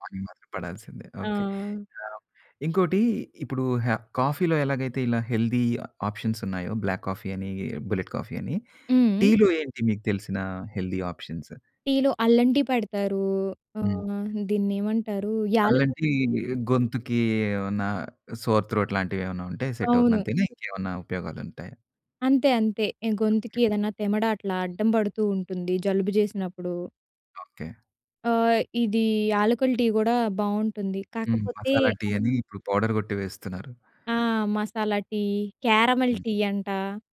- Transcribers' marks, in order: in English: "మార్నింగ్"; in English: "హెల్తీ ఆప్షన్స్"; in English: "బ్లాక్"; in English: "బుల్లెట్"; in English: "హెల్తీ ఆప్షన్స్?"; in English: "సోర్"; in English: "సెట్"; other background noise; tapping; in English: "పౌడర్"; in English: "క్యారమెల్"
- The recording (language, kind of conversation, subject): Telugu, podcast, కాఫీ లేదా టీ తాగే విషయంలో మీరు పాటించే అలవాట్లు ఏమిటి?